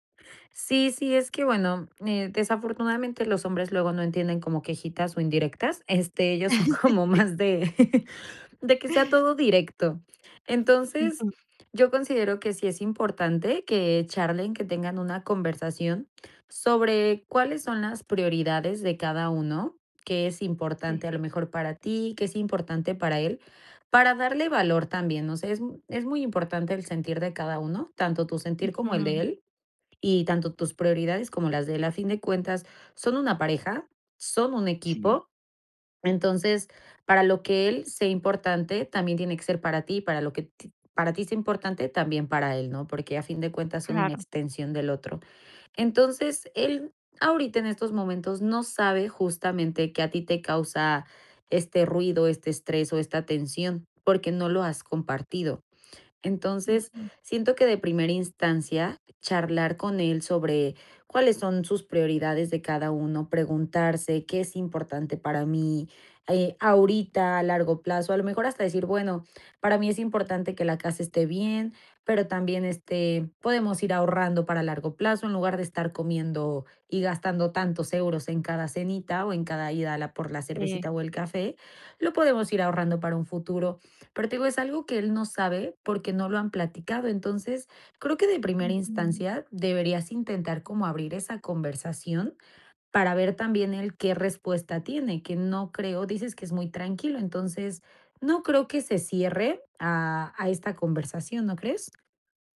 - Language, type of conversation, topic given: Spanish, advice, ¿Cómo puedo hablar con mi pareja sobre nuestras diferencias en la forma de gastar dinero?
- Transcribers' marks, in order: chuckle; laughing while speaking: "ellos son como más de"; chuckle